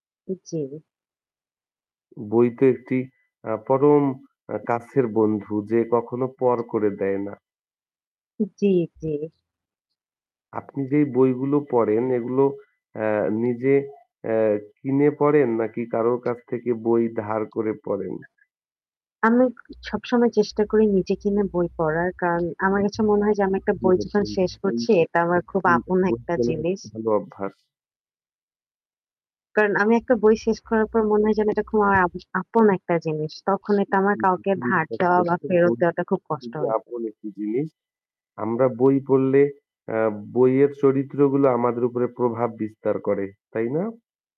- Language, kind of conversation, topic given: Bengali, unstructured, আপনি কোন ধরনের বই পড়তে সবচেয়ে বেশি পছন্দ করেন?
- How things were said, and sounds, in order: static; other background noise; tapping; unintelligible speech; unintelligible speech